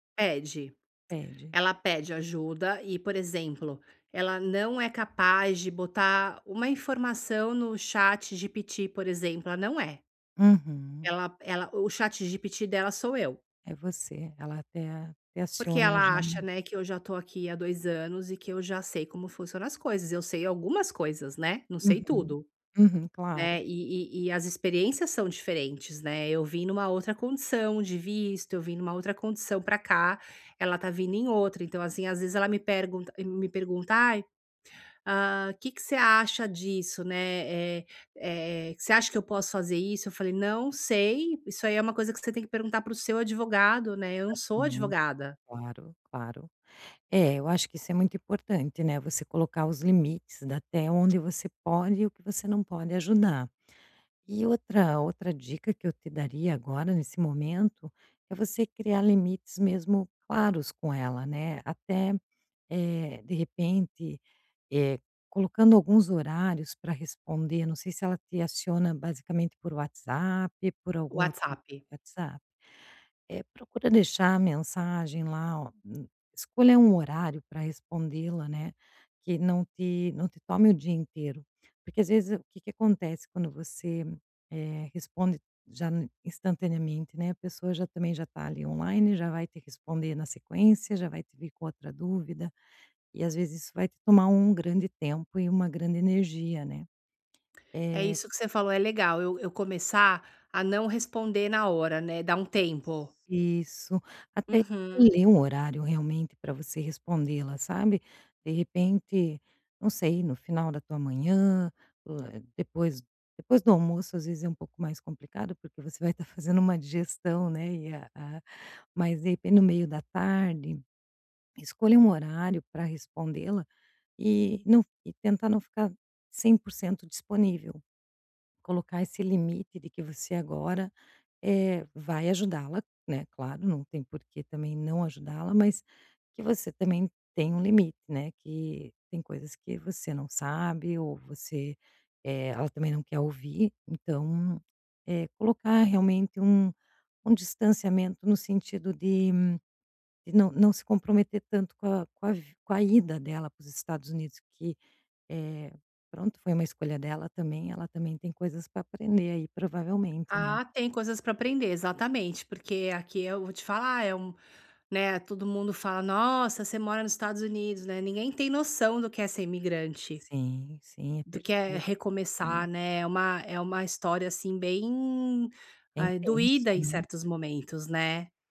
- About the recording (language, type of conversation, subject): Portuguese, advice, Como posso manter limites saudáveis ao apoiar um amigo?
- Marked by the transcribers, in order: put-on voice: "ChatGPT"; put-on voice: "ChatGPT"; tapping; other background noise; unintelligible speech